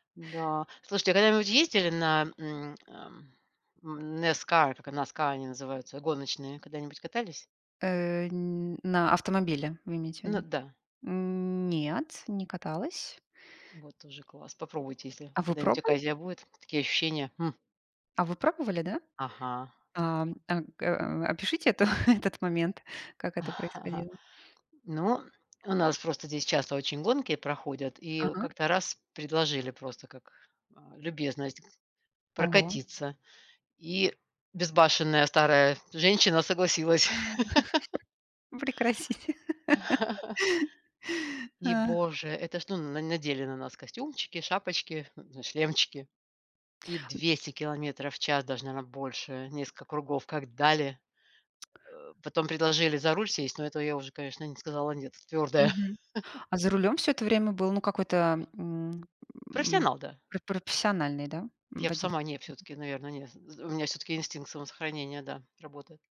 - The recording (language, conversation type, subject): Russian, unstructured, Какой вид транспорта вам удобнее: автомобиль или велосипед?
- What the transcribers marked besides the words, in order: drawn out: "Нет"; chuckle; chuckle; laugh; chuckle; laugh; chuckle; tapping